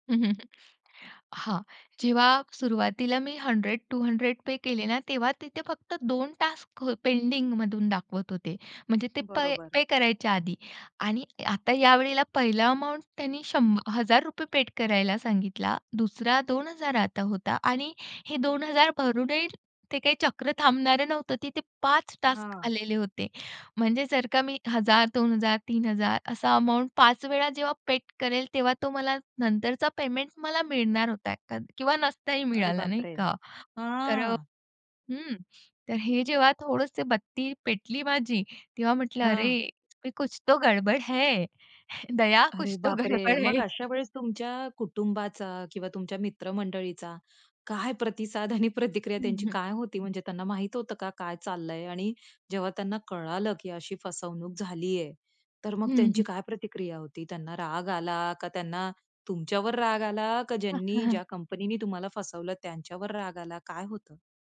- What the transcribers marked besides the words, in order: chuckle; tapping; in English: "टास्क पेंडिंगमधून"; in English: "टास्क"; drawn out: "हां"; in Hindi: "अरे इसमें कुछ तो गडबड है. दया कुछ तो गडबड है"; laughing while speaking: "दया कुछ तो गडबड है"; other background noise; laughing while speaking: "प्रतिक्रिया त्यांची"; chuckle
- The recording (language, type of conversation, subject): Marathi, podcast, फसवणुकीचा प्रसंग तुमच्या बाबतीत घडला तेव्हा नेमकं काय झालं?